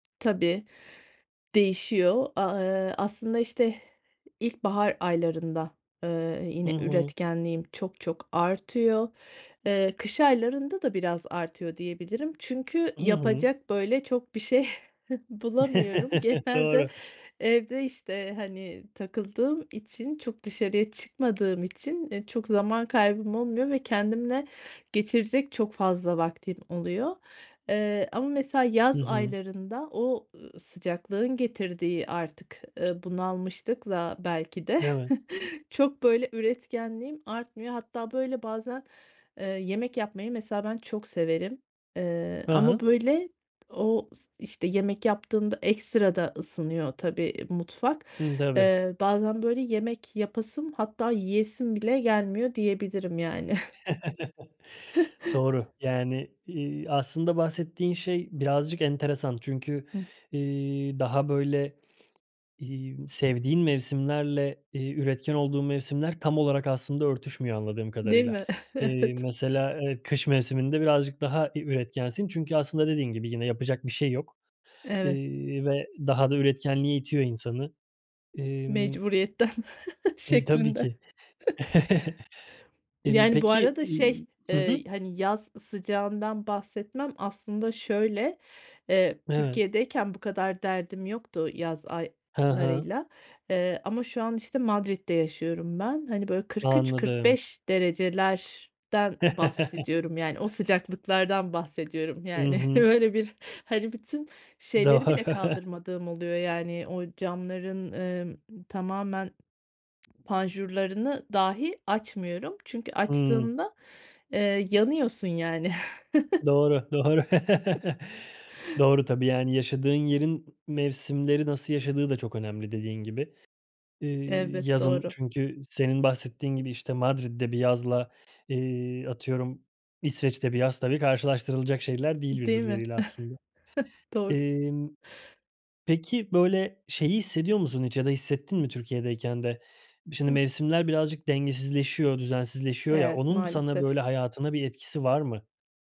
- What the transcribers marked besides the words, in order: other background noise; chuckle; laughing while speaking: "Genelde"; tapping; chuckle; chuckle; chuckle; laughing while speaking: "Evet"; other noise; chuckle; chuckle; laughing while speaking: "Do"; laughing while speaking: "öyle"; chuckle; chuckle; chuckle
- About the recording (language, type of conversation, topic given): Turkish, podcast, Sence mevsimler hayatımızı nasıl değiştiriyor?